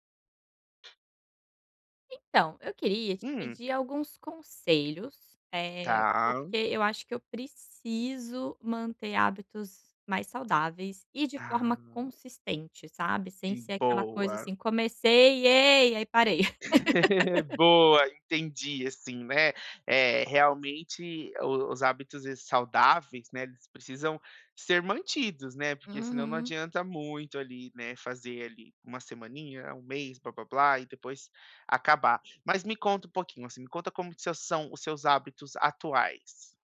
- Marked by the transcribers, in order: other noise; tapping; laugh
- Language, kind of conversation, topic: Portuguese, advice, Como posso manter hábitos saudáveis de forma consistente?